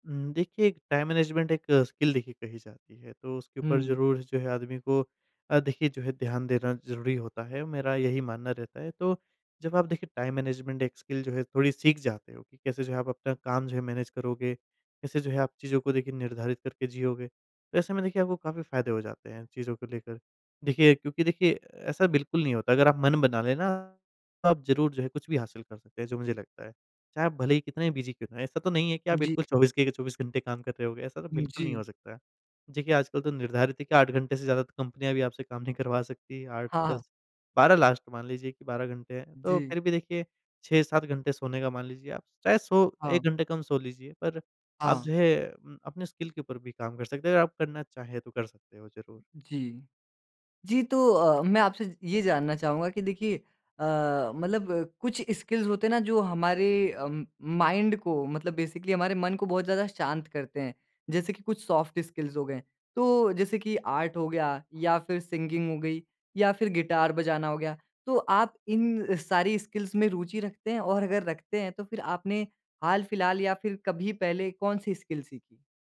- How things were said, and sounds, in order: in English: "टाइम मैनेजमेंट"; in English: "स्किल"; in English: "टाइम मैनेजमेंट"; in English: "स्किल"; in English: "मैनेज"; in English: "बिज़ी"; in English: "लास्ट"; other background noise; in English: "स्किल"; tapping; in English: "स्किल्स"; in English: "माइंड"; in English: "बेसिकली"; in English: "सॉफ्ट स्किल्स"; in English: "आर्ट"; in English: "सिंगिंग"; in English: "स्किल्स"; in English: "स्किल"
- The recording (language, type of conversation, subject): Hindi, podcast, आप कोई नया कौशल सीखना कैसे शुरू करते हैं?